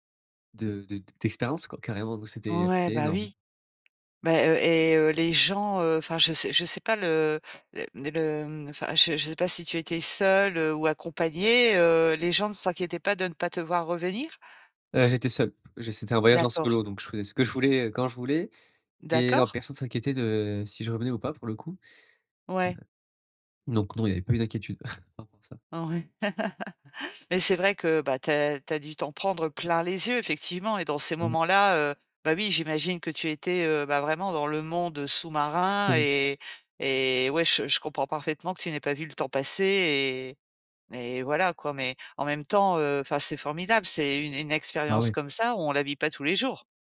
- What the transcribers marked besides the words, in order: tapping; chuckle; laugh
- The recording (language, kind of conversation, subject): French, podcast, Raconte une séance où tu as complètement perdu la notion du temps ?